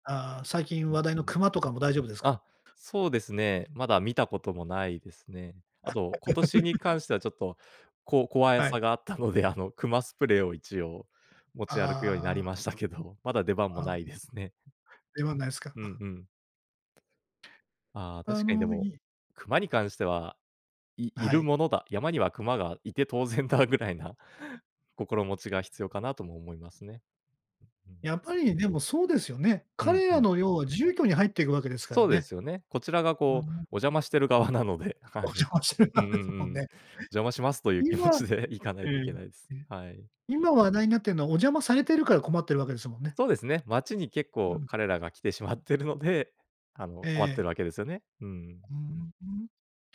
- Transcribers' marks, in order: other noise; laugh; laughing while speaking: "あったので、あの"; laughing while speaking: "なりましたけど"; chuckle; laughing while speaking: "当然だぐらいな"; laughing while speaking: "側なので、はい"; laughing while speaking: "お邪魔してる側ですもんね"; laughing while speaking: "気持ちで行かないといけないです"
- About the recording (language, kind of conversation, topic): Japanese, podcast, 登山中、ものの見方が変わったと感じた瞬間はありますか？